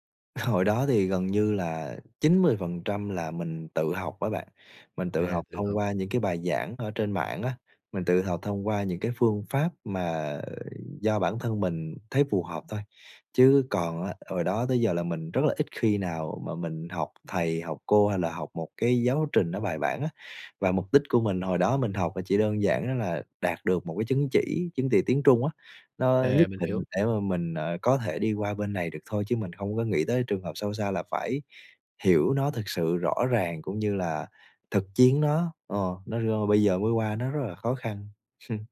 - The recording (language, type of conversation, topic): Vietnamese, advice, Bạn làm thế nào để bớt choáng ngợp vì chưa thành thạo ngôn ngữ ở nơi mới?
- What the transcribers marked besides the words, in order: tapping; laughing while speaking: "Hồi"; laugh